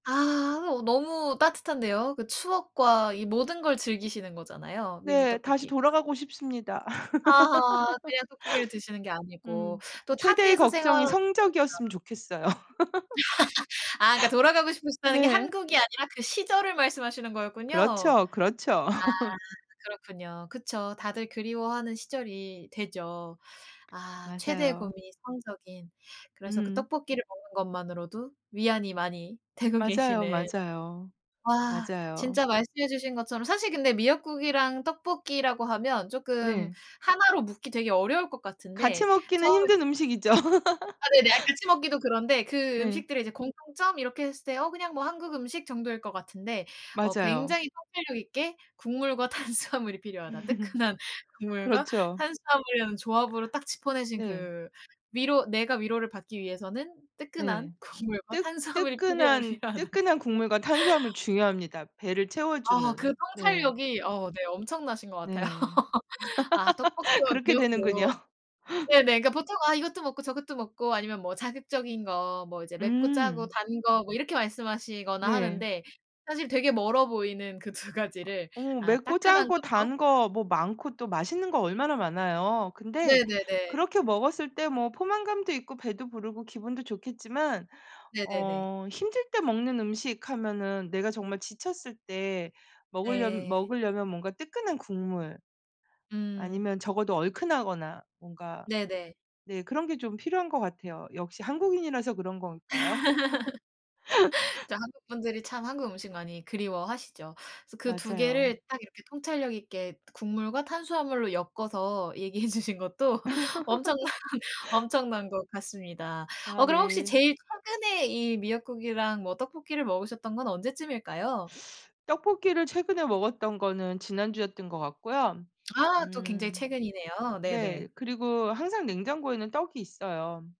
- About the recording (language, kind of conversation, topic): Korean, podcast, 불안할 때 자주 먹는 위안 음식이 있나요?
- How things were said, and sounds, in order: tapping; laugh; unintelligible speech; laugh; laugh; laugh; laugh; laughing while speaking: "탄수화물이"; laughing while speaking: "뜨끈한"; laughing while speaking: "국물과 탄수화물이 필요하 필요하다"; laugh; laugh; laughing while speaking: "두 가지를"; other background noise; laugh; laughing while speaking: "얘기해 주신 것도 엄청난"; laugh